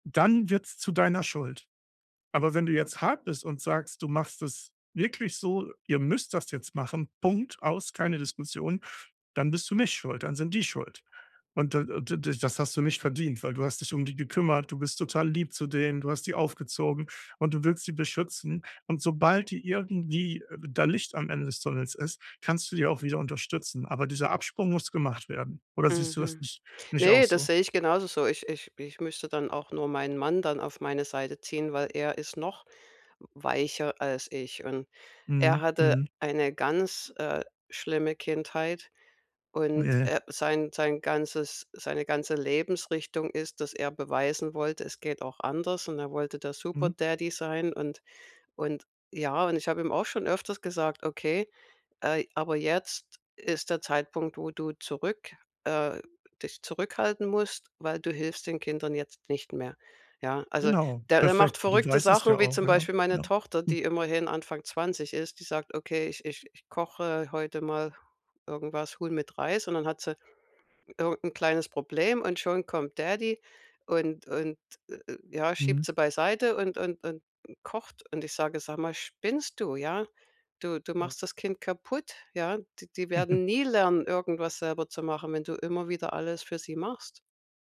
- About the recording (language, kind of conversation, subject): German, advice, Wie kann ich tiefere Gespräche beginnen, ohne dass sich die andere Person unter Druck gesetzt fühlt?
- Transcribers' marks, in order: stressed: "nicht"; stressed: "noch"; chuckle; angry: "Sag mal, spinnst du, ja?"; chuckle